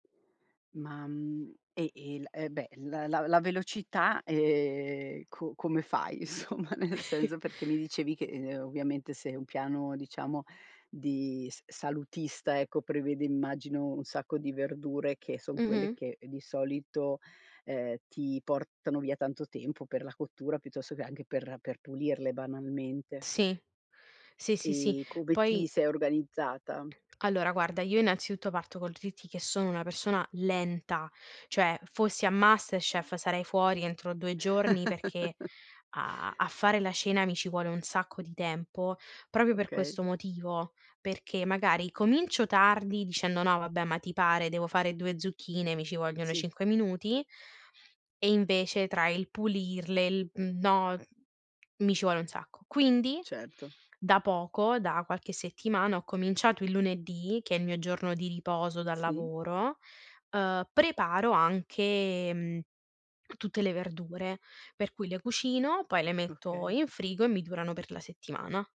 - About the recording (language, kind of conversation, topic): Italian, podcast, Come prepari piatti nutrienti e veloci per tutta la famiglia?
- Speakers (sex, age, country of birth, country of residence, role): female, 25-29, Italy, Italy, guest; female, 50-54, Italy, Italy, host
- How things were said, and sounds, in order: laughing while speaking: "insomma, nel senso"; chuckle; other background noise; "dirti" said as "driti"; chuckle